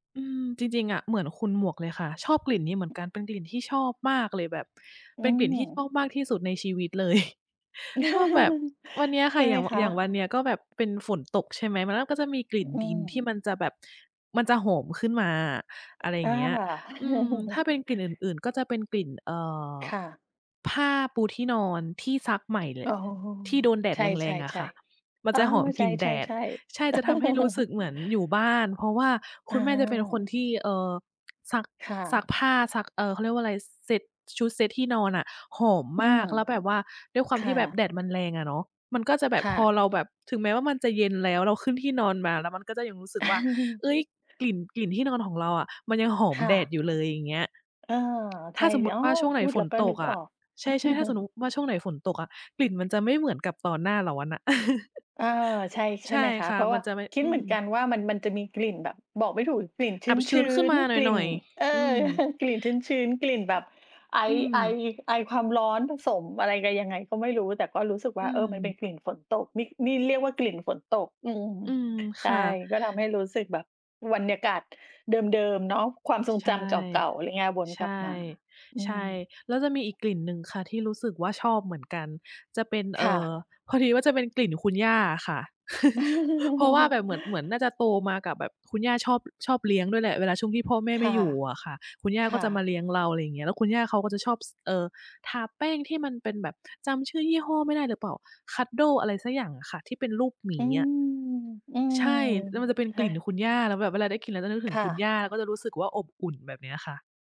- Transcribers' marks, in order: other background noise; laugh; laughing while speaking: "เลย"; laugh; laugh; chuckle; chuckle; "สมมติ" said as "สะนุก"; laugh; giggle; laugh; laugh
- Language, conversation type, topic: Thai, unstructured, เคยมีกลิ่นอะไรที่ทำให้คุณนึกถึงความทรงจำเก่า ๆ ไหม?
- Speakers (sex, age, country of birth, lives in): female, 40-44, Thailand, Sweden; female, 40-44, Thailand, Thailand